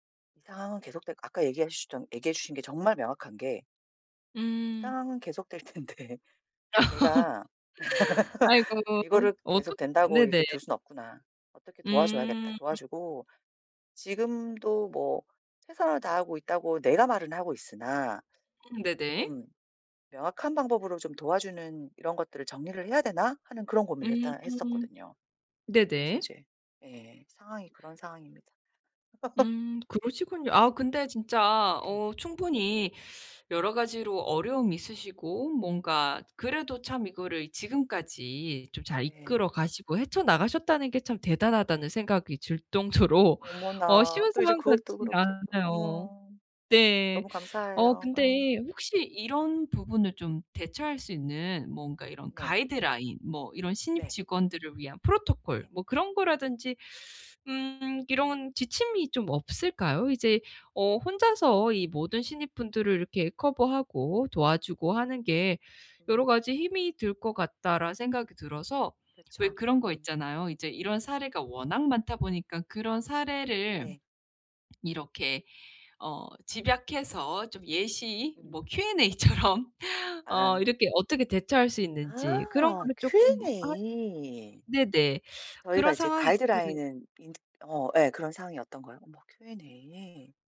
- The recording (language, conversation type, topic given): Korean, advice, 불확실한 상황에 있는 사람을 어떻게 도와줄 수 있을까요?
- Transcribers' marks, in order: laughing while speaking: "텐데"; laugh; tapping; other background noise; laugh; laughing while speaking: "정도로"; in English: "프로토콜"; lip smack; laughing while speaking: "Q&A처럼"; in English: "Q&A처럼"; in English: "Q&A"; in English: "Q&A"